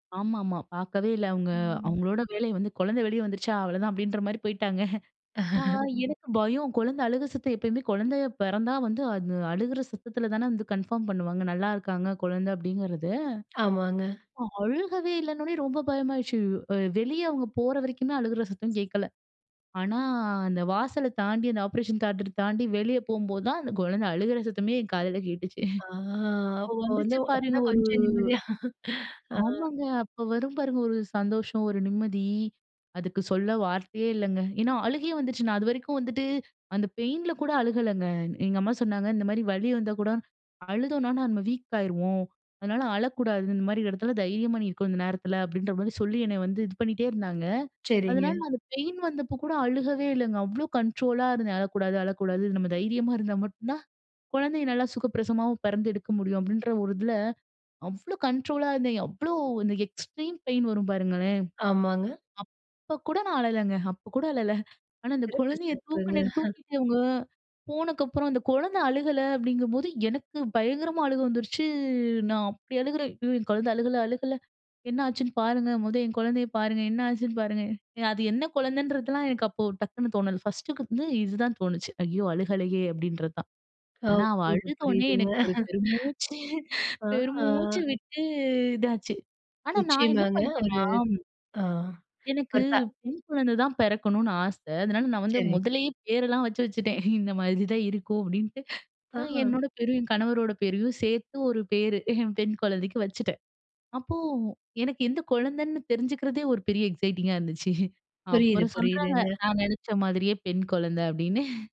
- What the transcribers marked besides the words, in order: other background noise; chuckle; in English: "கன்ஃபார்ம்"; in English: "ஆப்பரேஷன் தியேட்டர்"; drawn out: "ஆ"; chuckle; joyful: "ஆமாங்க, அப்ப வரும் பாருங்க, ஒரு சந்தோஷம், ஒரு நிம்மதி. அதுக்கு சொல்ல வார்த்தையே இல்லைங்க"; laughing while speaking: "நிம்மதியா"; in English: "பெயின்ல"; in English: "வீக்"; in English: "வீக்"; in English: "கண்ட்ரோலா"; in English: "கண்ட்ரோலா"; chuckle; chuckle; drawn out: "ஆ"; laughing while speaking: "ஒரு பெரு மூச்சு, பெரு மூச்சு விட்டு"; joyful: "எனக்கு பெண் குழந்தை தான் பிறக்கணும்னு … பெண் குழந்தை அப்டின்னு"; laughing while speaking: "வச்சு வச்சுட்டேன். இந்த மாரிதான் இருக்கும். அப்பிடீன்ட்டு"; chuckle; in English: "எக்ஸைட்டிங்கா"; laughing while speaking: "இருந்துச்சு"; laughing while speaking: "அப்டின்னு"
- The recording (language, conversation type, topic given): Tamil, podcast, குழந்தை பிறந்த பின் உங்கள் வாழ்க்கை முழுவதுமாக மாறிவிட்டதா?